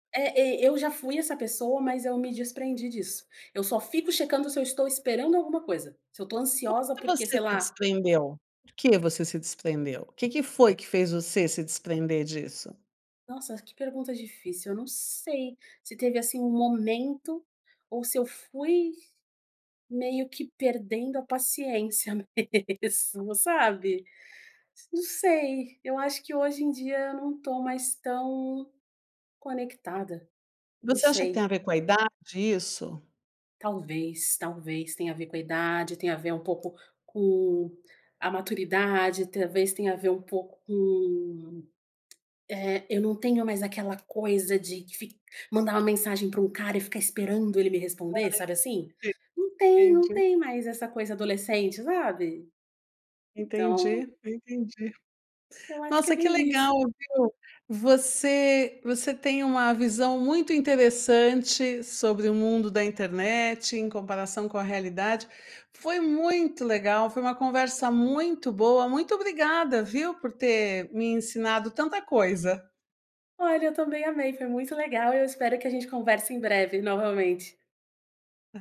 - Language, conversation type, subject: Portuguese, podcast, Como você equilibra a vida offline e o uso das redes sociais?
- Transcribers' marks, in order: other background noise; laughing while speaking: "mesmo"; unintelligible speech; other noise